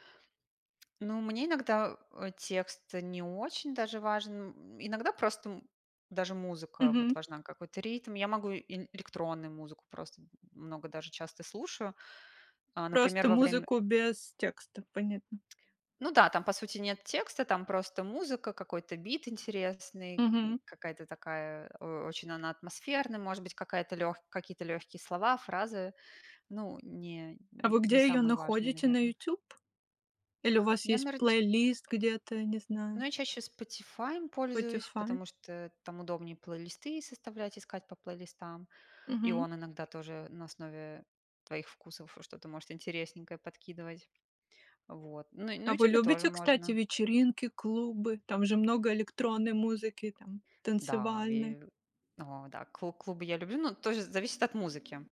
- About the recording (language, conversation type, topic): Russian, unstructured, Какую роль играет музыка в твоей жизни?
- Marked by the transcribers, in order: tsk; tapping; "наверно" said as "нарн"; other background noise